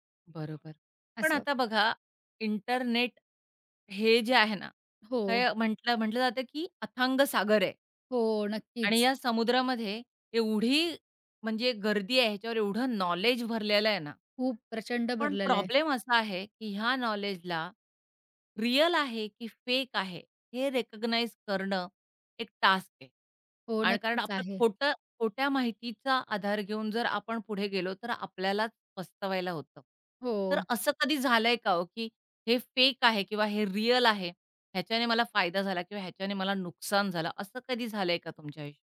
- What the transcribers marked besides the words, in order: other background noise; in English: "रिकॉग्नाइज"; in English: "टास्क"; tapping
- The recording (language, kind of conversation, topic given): Marathi, podcast, इंटरनेटमुळे तुमच्या शिकण्याच्या पद्धतीत काही बदल झाला आहे का?